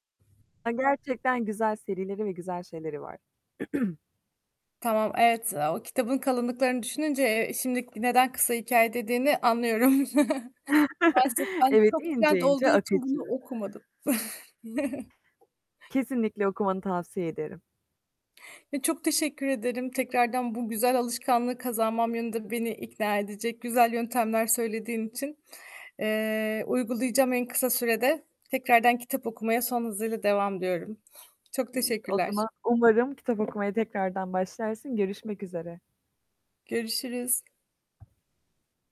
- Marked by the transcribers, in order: throat clearing; other background noise; chuckle; chuckle; other noise; tapping
- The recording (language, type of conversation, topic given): Turkish, advice, Günlük okuma alışkanlığı kazanmaya çalıştığınızı anlatabilir misiniz?
- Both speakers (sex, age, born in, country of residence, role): female, 25-29, Turkey, Ireland, advisor; female, 35-39, Turkey, Germany, user